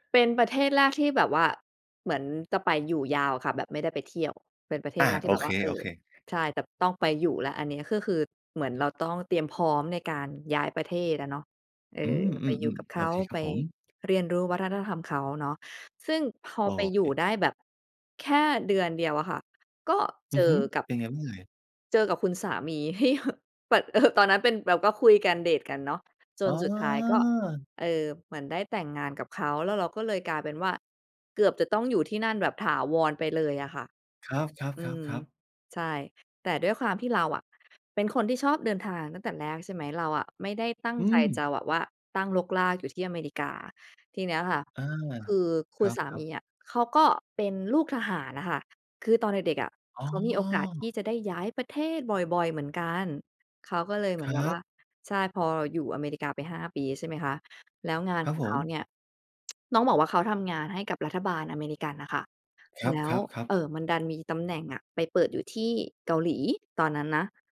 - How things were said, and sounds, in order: laughing while speaking: "ที่แบบ"; tsk
- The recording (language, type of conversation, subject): Thai, podcast, การย้ายถิ่นทำให้ความรู้สึกของคุณเกี่ยวกับคำว่า “บ้าน” เปลี่ยนไปอย่างไรบ้าง?